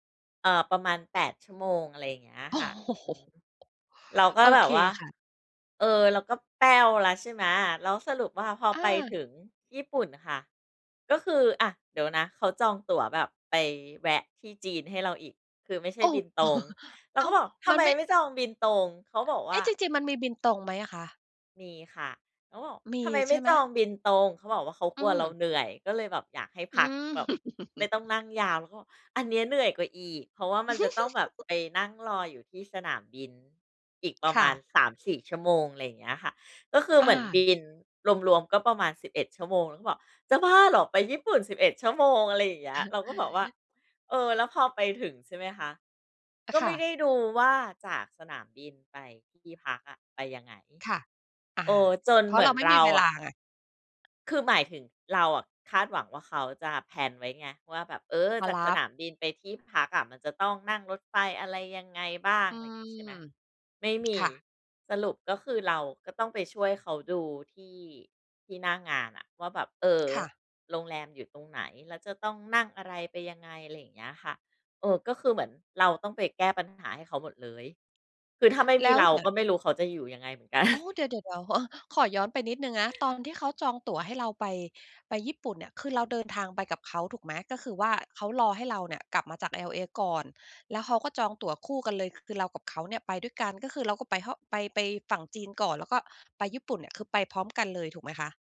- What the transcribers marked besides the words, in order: laughing while speaking: "โอ้"; tapping; chuckle; chuckle; chuckle; chuckle; in English: "แพลน"; chuckle; chuckle
- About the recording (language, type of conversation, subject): Thai, podcast, เวลาเจอปัญหาระหว่างเดินทาง คุณรับมือยังไง?